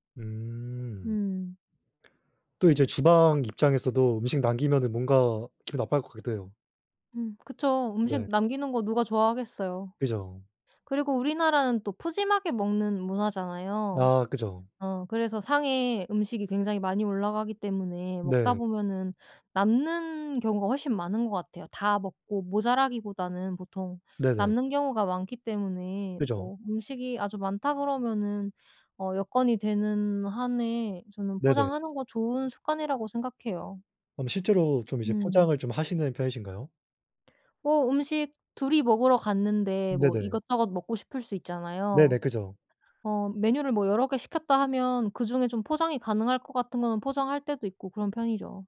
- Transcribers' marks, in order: other background noise
- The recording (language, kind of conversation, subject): Korean, unstructured, 식당에서 남긴 음식을 가져가는 게 왜 논란이 될까?